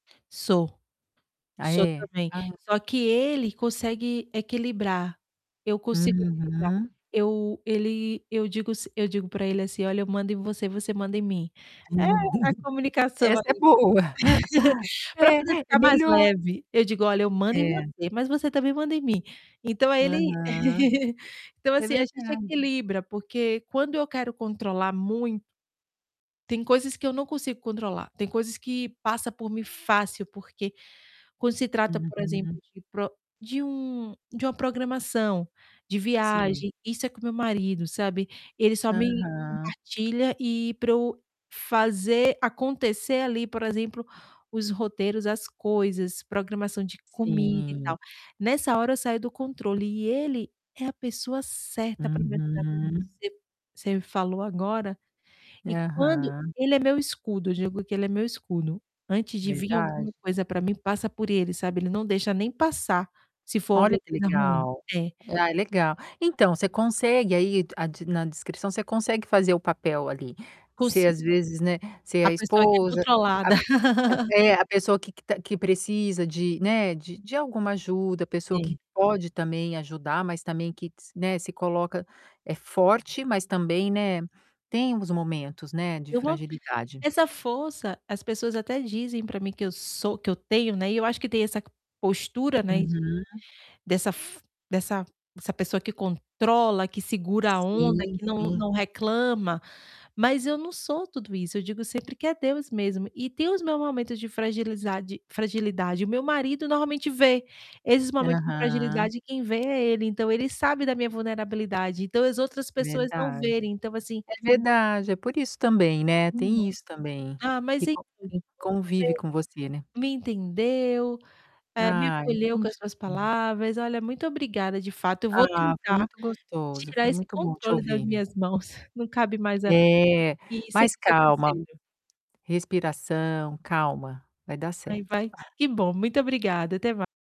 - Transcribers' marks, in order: other background noise; distorted speech; tapping; drawn out: "Uhum"; chuckle; laughing while speaking: "Essa é boa. É, é melhor"; laugh; laugh; drawn out: "Uhum"; laugh; unintelligible speech; chuckle
- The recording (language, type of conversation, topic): Portuguese, advice, Como posso me concentrar no que realmente posso controlar?